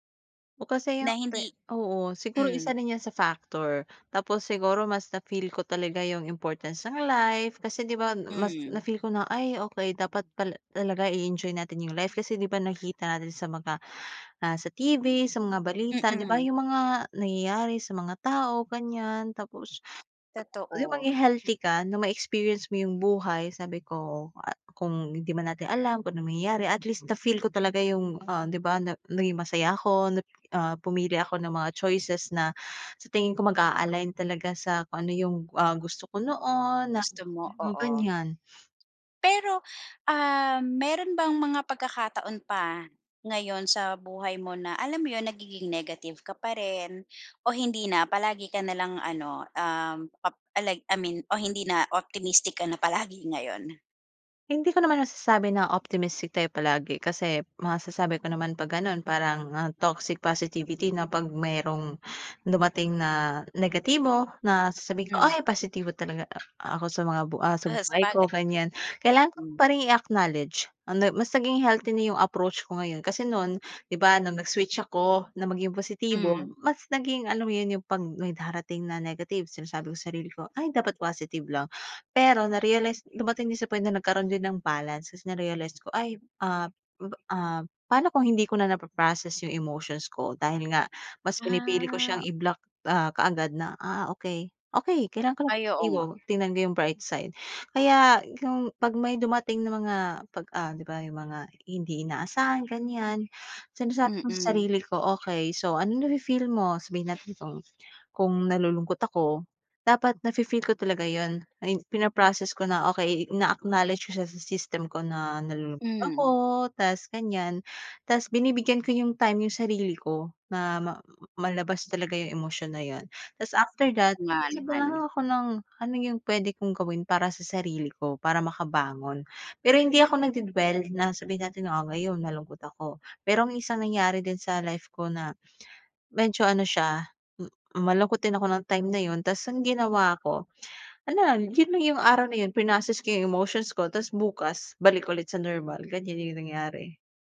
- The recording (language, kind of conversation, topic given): Filipino, podcast, Ano ang pinakamahalagang aral na natutunan mo sa buhay?
- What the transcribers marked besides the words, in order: other background noise; tapping; background speech